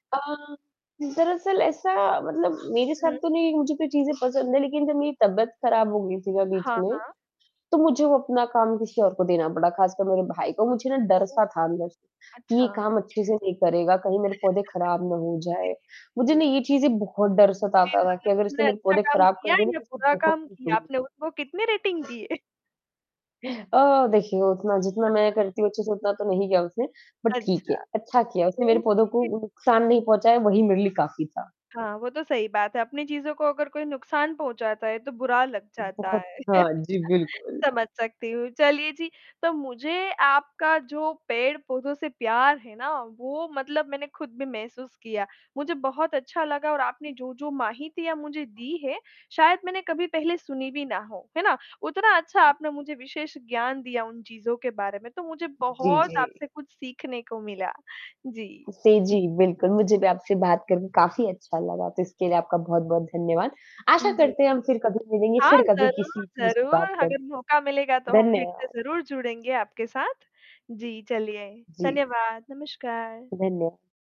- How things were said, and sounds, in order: other background noise; distorted speech; chuckle; in English: "रेटिंग"; chuckle; horn; in English: "बट"; in English: "ओके"; chuckle
- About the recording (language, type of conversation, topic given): Hindi, podcast, किसी पेड़ को लगाने का आपका अनुभव कैसा रहा?